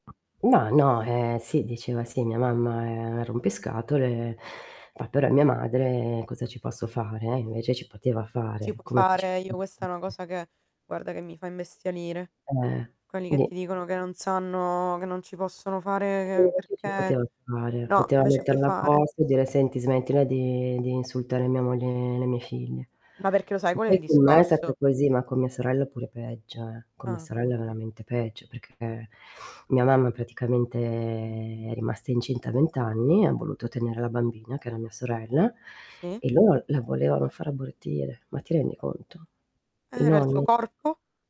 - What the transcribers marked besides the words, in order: static; tapping; distorted speech; drawn out: "praticamente"
- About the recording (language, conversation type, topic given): Italian, unstructured, Che cosa ti fa arrabbiare durante le riunioni di famiglia?